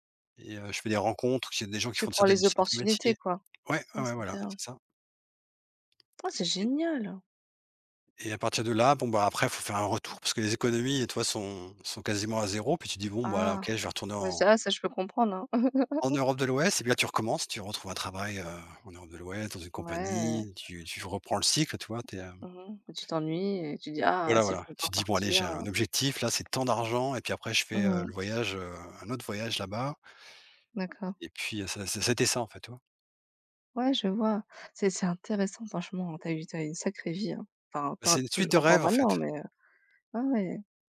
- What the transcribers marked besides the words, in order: laugh; other background noise; tapping
- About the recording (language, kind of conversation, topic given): French, unstructured, Quels sont tes rêves les plus fous pour l’avenir ?